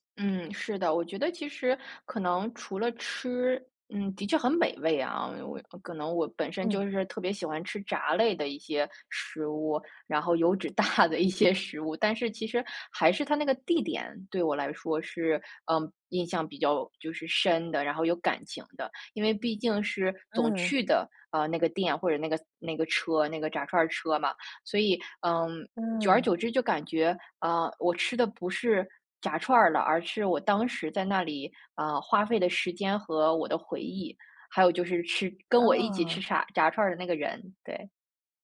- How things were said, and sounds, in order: laughing while speaking: "大的"
- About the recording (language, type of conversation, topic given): Chinese, podcast, 你最喜欢的街边小吃是哪一种？